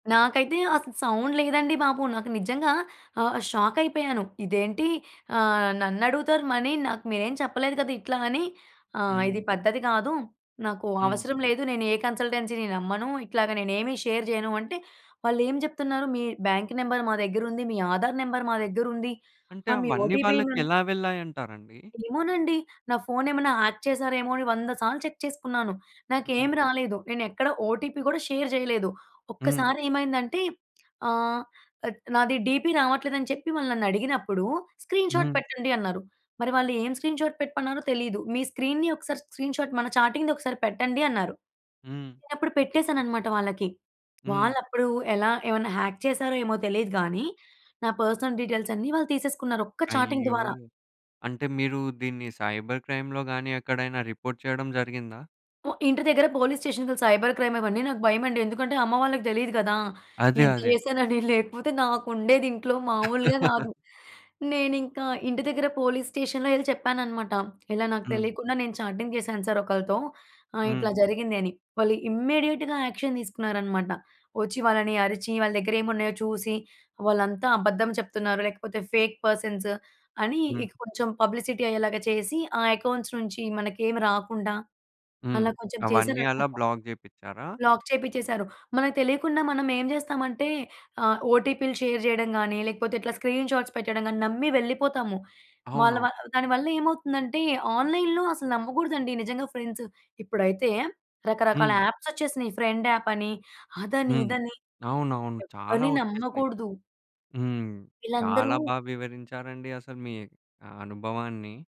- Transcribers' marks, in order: in English: "సౌండ్"; in English: "మనీ"; in English: "కన్సల్టెన్సీని"; in English: "షేర్"; in English: "బ్యాంక్ నెంబర్"; in English: "ఆధార్ నెంబర్"; in English: "ఓటీపీ"; in English: "హ్యాక్"; in English: "ఓటీపీ"; in English: "షేర్"; tapping; in English: "డీపీ"; in English: "స్క్రీన్‌షాట్"; in English: "స్క్రీన్‌షాట్"; in English: "స్క్రీన్‌ని"; in English: "స్క్రీన్‌షాట్"; in English: "చాటింగ్‌ది"; in English: "హాక్"; in English: "పర్సనల్ డీటెయిల్స్"; in English: "చాటింగ్"; in English: "సైబర్ క్రైమ్‌లో"; in English: "రిపోర్ట్"; other noise; in English: "పోలీస్ స్టేషన్‍కి సైబర్ క్రైమ్"; chuckle; in English: "పోలీస్ స్టేషన్‍లో"; in English: "చాటింగ్"; in English: "ఇమ్మీడియేట్‌గా యాక్షన్"; in English: "ఫేక్ పర్సన్స్"; in English: "పబ్లిసిటీ"; in English: "అకౌంట్స్"; in English: "బ్లాక్"; in English: "లాక్"; in English: "షేర్"; in English: "స్క్రీన్ షాట్స్"; other background noise; in English: "ఆన్‍లైన్‍లో"; in English: "ఫ్రెండ్స్"; in English: "యాప్స్"; in English: "ఫ్రెండ్ యాప్"
- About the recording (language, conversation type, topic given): Telugu, podcast, ఆన్‌లైన్‌లో పరిచయమైన మిత్రులను ప్రత్యక్షంగా కలవడానికి మీరు ఎలా సిద్ధమవుతారు?